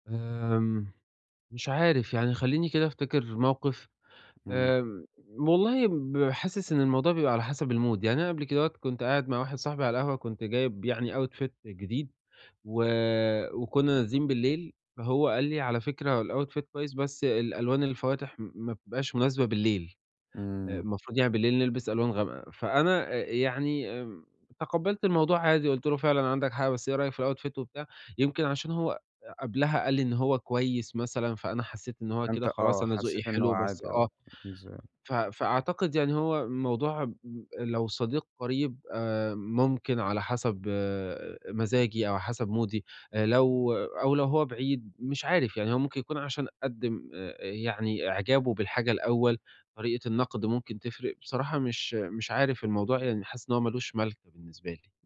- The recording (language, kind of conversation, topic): Arabic, advice, إزاي أتعامل مع النقد من غير ما أحس إني أقل قيمة؟
- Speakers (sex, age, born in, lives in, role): male, 20-24, Egypt, Egypt, advisor; male, 20-24, Egypt, Italy, user
- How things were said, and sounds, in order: in English: "الmood"; in English: "outfit"; in English: "الoutfit"; in English: "الoutfit؟"; unintelligible speech; in English: "مودي"